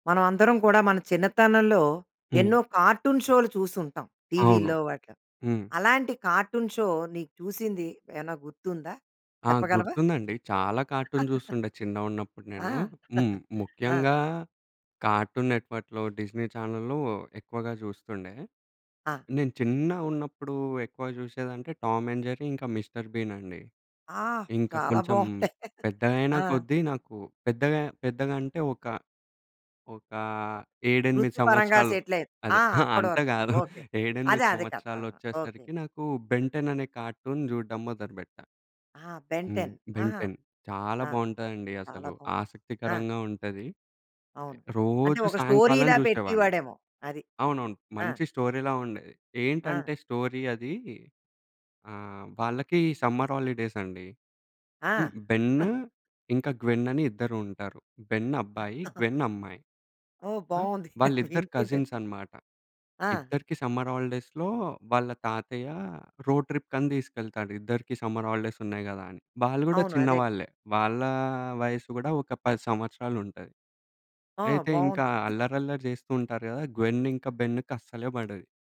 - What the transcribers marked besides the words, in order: in English: "కార్టూన్"; in English: "కార్టూన్ షో"; in English: "కార్టూన్"; giggle; chuckle; in English: "కార్టూన్ నెట్ వర్క్‌లో"; in English: "టామ్ అండ్ జెర్రీ"; in English: "మిస్టర్ బీన్"; chuckle; in English: "సెటిల్"; in English: "బెన్ టెన్"; in English: "కార్టూన్"; in English: "బెన్ టెన్"; in English: "బెన్ టెన్"; other background noise; in English: "స్టోరీలా"; in English: "స్టోరీ‌లా"; in English: "స్టోరీ"; in English: "సమ్మర్ హాలిడేస్"; chuckle; in English: "కజిన్స్"; chuckle; in English: "సమ్మర్ హాలిడేస్‌లో"; chuckle; in English: "రోడ్ ట్రిప్"; in English: "సమ్మర్ హాలిడేస్"; chuckle
- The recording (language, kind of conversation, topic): Telugu, podcast, చిన్న వయసులో మీరు చూసిన ఒక కార్టూన్ గురించి చెప్పగలరా?